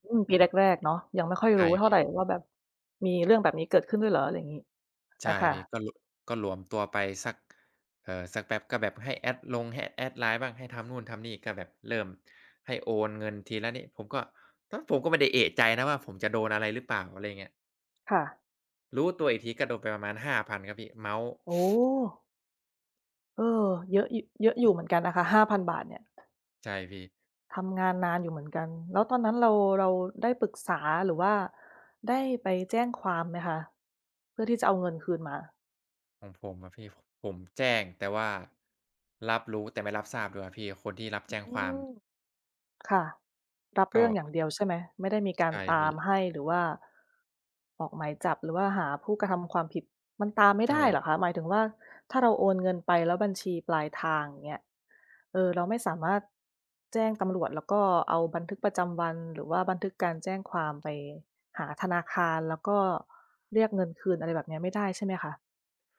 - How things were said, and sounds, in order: other noise; tapping
- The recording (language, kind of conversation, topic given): Thai, unstructured, คุณคิดว่าข้อมูลส่วนตัวของเราปลอดภัยในโลกออนไลน์ไหม?